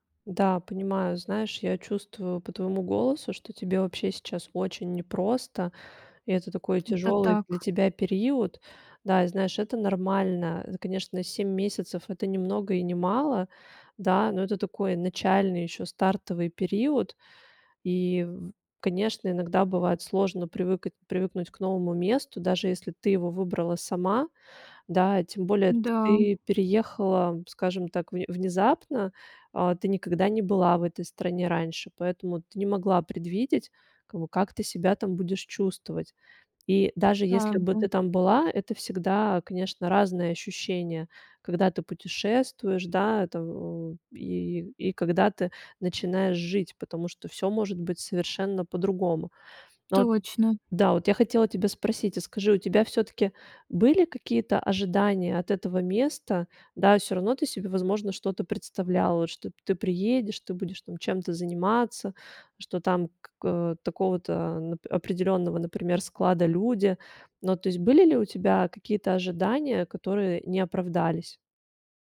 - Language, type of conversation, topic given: Russian, advice, Как вы переживаете тоску по дому и близким после переезда в другой город или страну?
- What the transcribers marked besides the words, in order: tapping